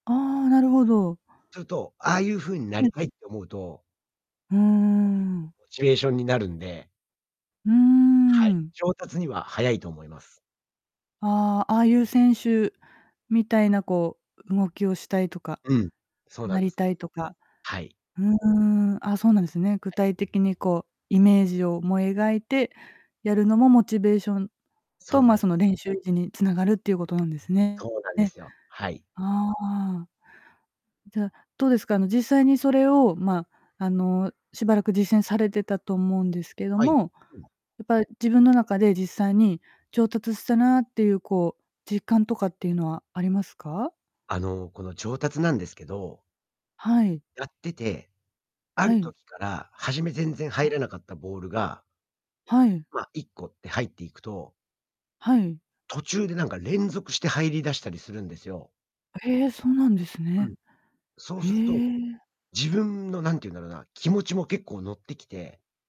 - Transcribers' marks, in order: distorted speech
- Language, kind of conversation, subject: Japanese, podcast, 上達するためには、どのように練習すればいいですか？